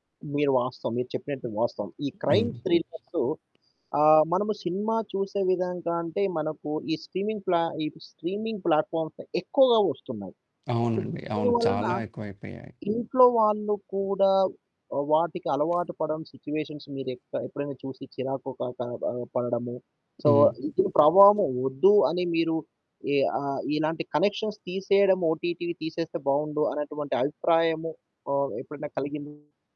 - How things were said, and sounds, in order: static; in English: "క్రైమ్ థ్రిల్లర్స్"; other background noise; in English: "స్ట్రీమింగ్ ప్లా"; in English: "స్ట్రీమింగ్ ప్లాట్‌ఫామ్స్"; in English: "సొ"; in English: "సిచ్యుయేషన్స్"; in English: "సో"; in English: "కనెక్షన్స్"; in English: "ఓటీటీవి"; distorted speech
- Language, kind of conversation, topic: Telugu, podcast, స్ట్రీమింగ్ పెరగడంతో సినిమాలు చూసే విధానం ఎలా మారిందని మీరు అనుకుంటున్నారు?